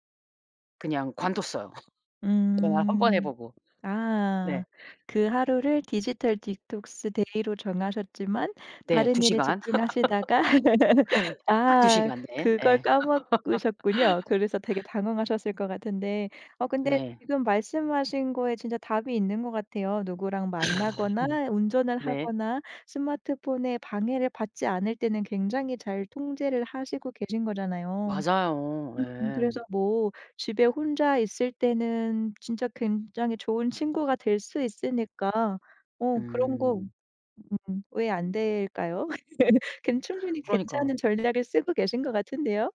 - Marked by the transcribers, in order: laugh; tapping; laugh; laugh; laugh; laugh
- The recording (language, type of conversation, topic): Korean, advice, 스마트폰 알림 때문에 깊이 집중하지 못하는데 어떻게 해야 할까요?